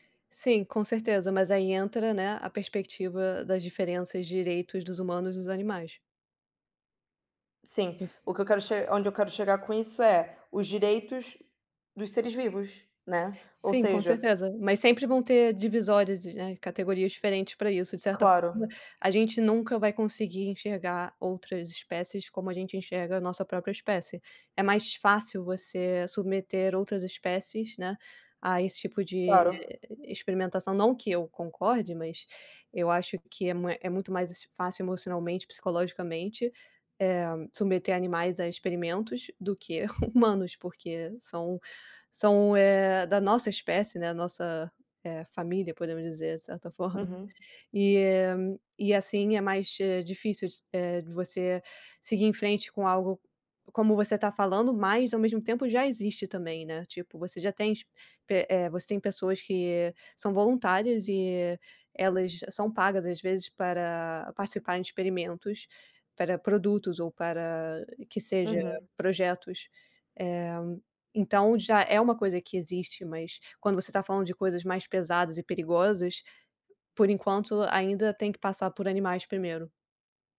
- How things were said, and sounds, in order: other background noise; chuckle; tapping
- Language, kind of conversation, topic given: Portuguese, unstructured, Qual é a sua opinião sobre o uso de animais em experimentos?
- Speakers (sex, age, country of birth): female, 25-29, Brazil; female, 30-34, Brazil